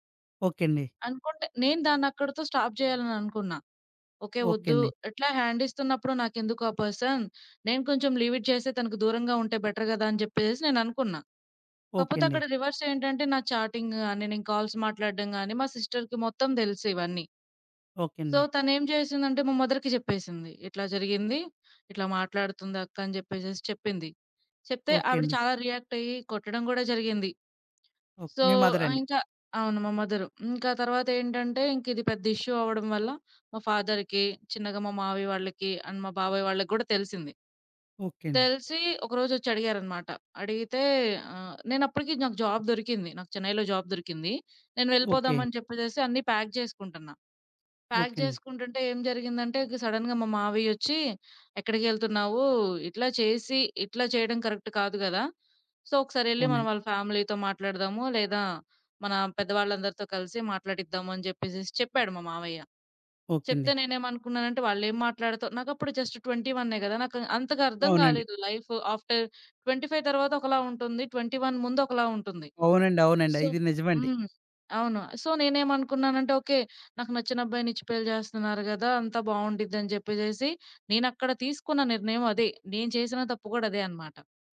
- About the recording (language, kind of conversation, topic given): Telugu, podcast, ఒక చిన్న నిర్ణయం మీ జీవితాన్ని ఎలా మార్చిందో వివరించగలరా?
- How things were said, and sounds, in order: in English: "స్టాప్"; in English: "పర్సన్"; in English: "లీవ్ ఇట్"; in English: "బెటర్"; in English: "రివర్స్"; in English: "చాటింగ్"; in English: "కాల్స్"; in English: "సిస్టర్‌కి"; in English: "సో"; in English: "మదర్‌కి"; in English: "రియాక్ట్"; in English: "సో"; in English: "ఇష్యూ"; in English: "ఫాదర్‌కి"; in English: "అండ్"; in English: "జాబ్"; in English: "జాబ్"; in English: "ప్యాక్"; in English: "ప్యాక్"; in English: "సడెన్‌గా"; in English: "కరెక్ట్"; in English: "సో"; in English: "ఫ్యామిలీతో"; in English: "జస్ట్"; in English: "లైఫ్ ఆఫ్టర్ ట్వెంటీ ఫైవ్"; in English: "ట్వెంటీ వన్"; in English: "సో"; in English: "సో"